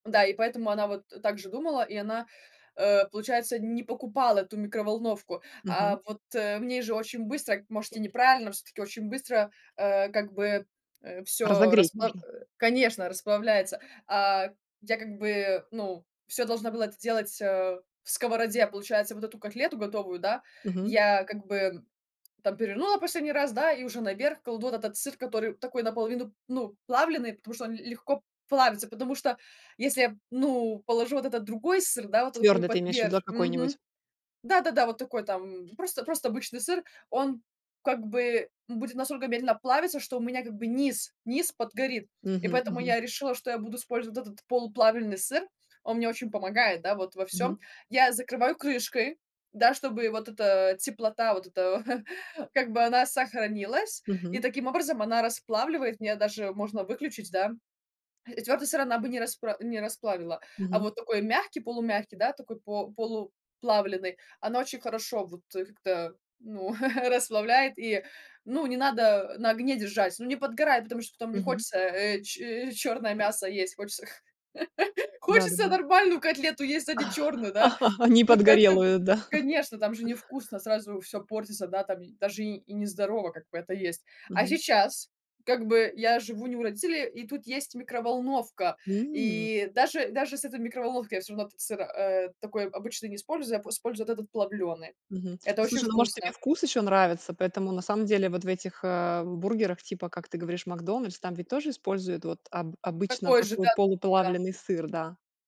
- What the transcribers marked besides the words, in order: other background noise; tapping; chuckle; chuckle; chuckle; laugh; chuckle
- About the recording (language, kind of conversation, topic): Russian, podcast, Как спасти вечер одним простым блюдом?